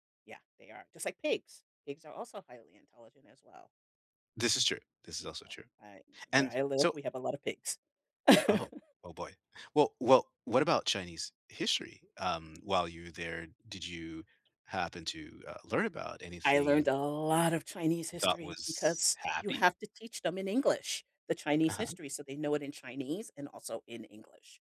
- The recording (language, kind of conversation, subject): English, unstructured, What is a happy moment from history that you think everyone should know about?
- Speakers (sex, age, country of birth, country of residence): female, 55-59, United States, United States; male, 50-54, United States, United States
- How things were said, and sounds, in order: chuckle; tapping; stressed: "lot"